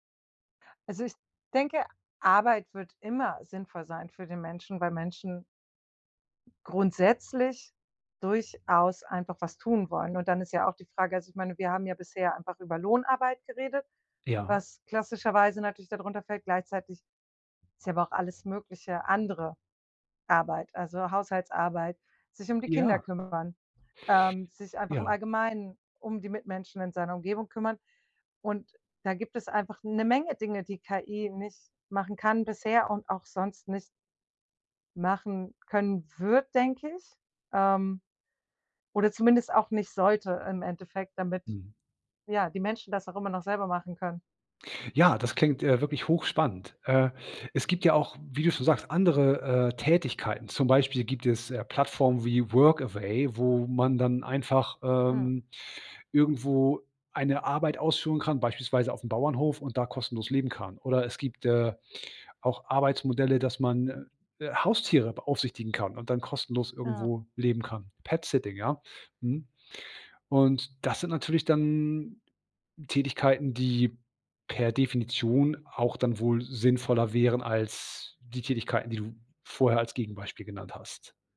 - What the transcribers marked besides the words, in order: in English: "Petsitting"
- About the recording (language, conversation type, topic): German, podcast, Was bedeutet sinnvolles Arbeiten für dich?